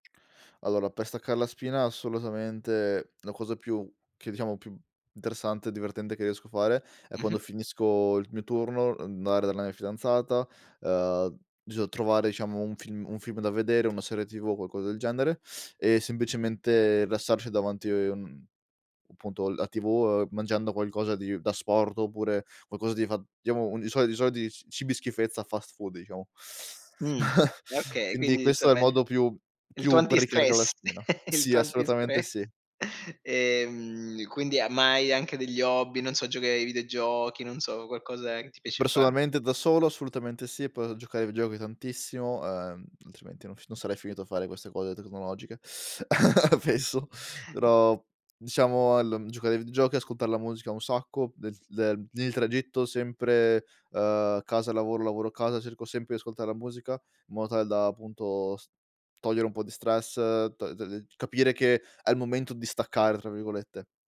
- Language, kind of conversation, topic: Italian, podcast, Come gestisci le notifiche sullo smartphone durante la giornata?
- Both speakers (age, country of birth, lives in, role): 25-29, Italy, Italy, guest; 40-44, Italy, Germany, host
- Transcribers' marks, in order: "divertente" said as "divertende"; unintelligible speech; chuckle; chuckle; laughing while speaking: "antistress"; tapping; "videogiochi" said as "vidigiochi"; chuckle; laughing while speaking: "pesso"; "spesso" said as "pesso"; other background noise